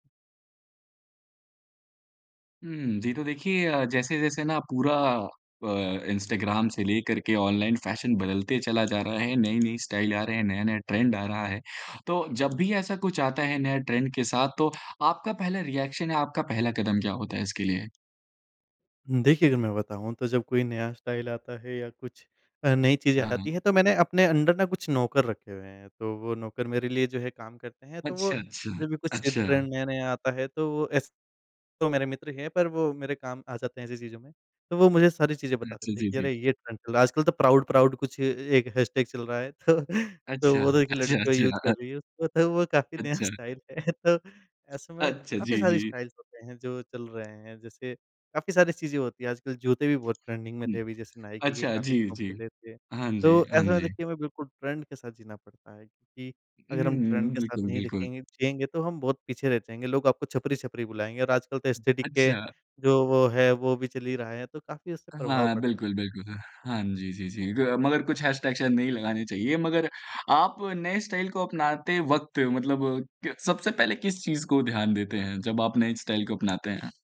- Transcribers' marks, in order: in English: "फ़ैशन"; tapping; in English: "स्टाइल"; in English: "ट्रेंड"; in English: "ट्रेंड"; in English: "रिएक्शन"; in English: "स्टाइल"; in English: "अंडर"; in English: "ट्रेंड"; in English: "ट्रेंड"; in English: "प्राउड-प्राउड"; laughing while speaking: "तो"; in English: "यूज़"; laughing while speaking: "स्टाइल है तो"; in English: "स्टाइल"; laughing while speaking: "अच्छा जी"; in English: "स्टाइल्स"; in English: "ट्रेंडिंग"; in English: "ट्रेंड"; in English: "ट्रेंड"; in English: "एस्थेटिक"; in English: "स्टाइल"; in English: "स्टाइल"
- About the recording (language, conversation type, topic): Hindi, podcast, आपके लिए नया स्टाइल अपनाने का सबसे पहला कदम क्या होता है?